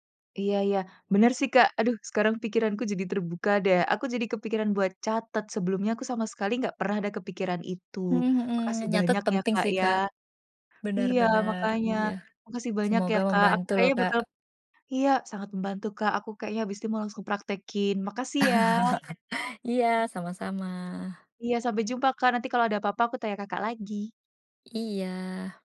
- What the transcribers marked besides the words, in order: other background noise; chuckle; background speech
- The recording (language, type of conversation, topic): Indonesian, advice, Bagaimana cara menyusun anggaran bulanan jika pendapatan saya tidak tetap?